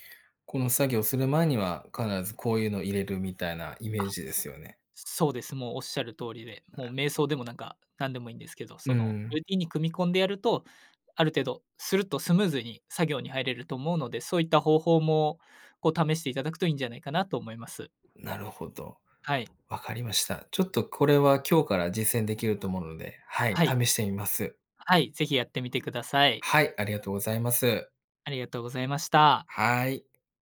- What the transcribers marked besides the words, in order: none
- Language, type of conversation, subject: Japanese, advice, 仕事中に集中するルーティンを作れないときの対処法